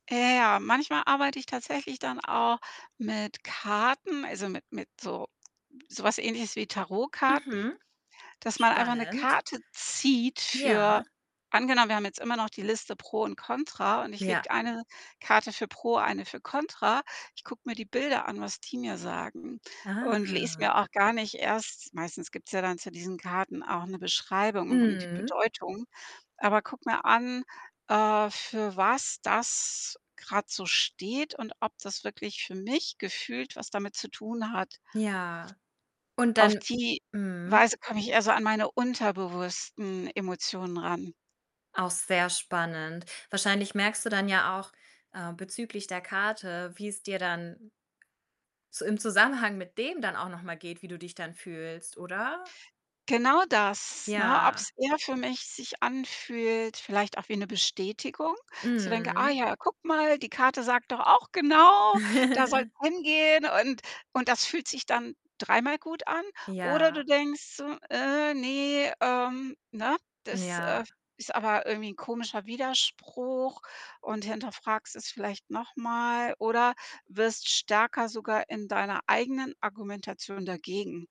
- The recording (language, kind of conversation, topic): German, podcast, Was tust du, wenn Kopf und Bauch unterschiedlicher Meinung sind?
- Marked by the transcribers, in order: other background noise; drawn out: "Ah"; tapping; distorted speech; chuckle